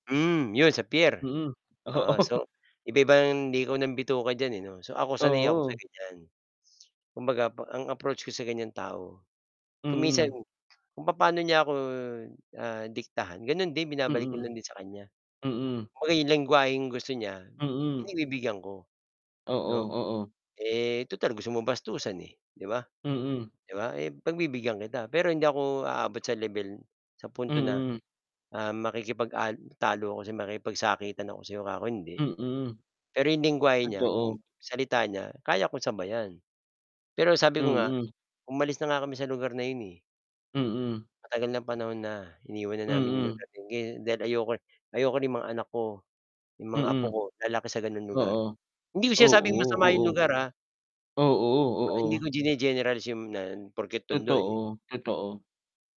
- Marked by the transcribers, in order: static; tapping; laughing while speaking: "oo"; other background noise; mechanical hum
- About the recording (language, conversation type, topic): Filipino, unstructured, Ano ang ginagawa mo kapag may taong palaging masama ang pagsagot sa iyo?